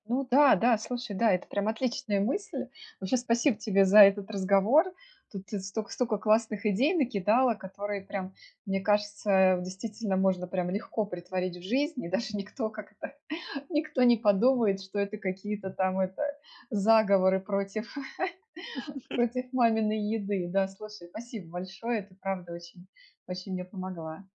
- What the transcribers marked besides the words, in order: laughing while speaking: "даже никто как-то никто"; laugh; chuckle
- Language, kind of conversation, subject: Russian, advice, Как вежливо не поддаваться давлению при выборе еды?